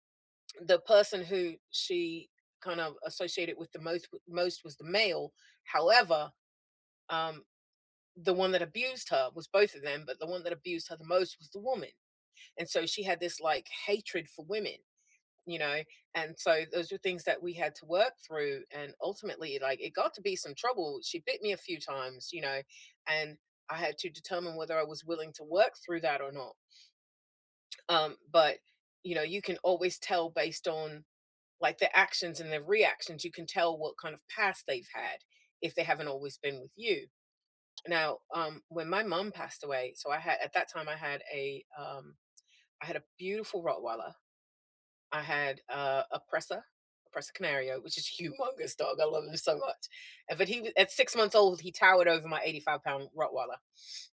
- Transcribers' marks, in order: stressed: "humongous"
- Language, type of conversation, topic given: English, unstructured, How do animals communicate without words?
- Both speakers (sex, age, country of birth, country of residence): female, 30-34, United States, United States; female, 50-54, United States, United States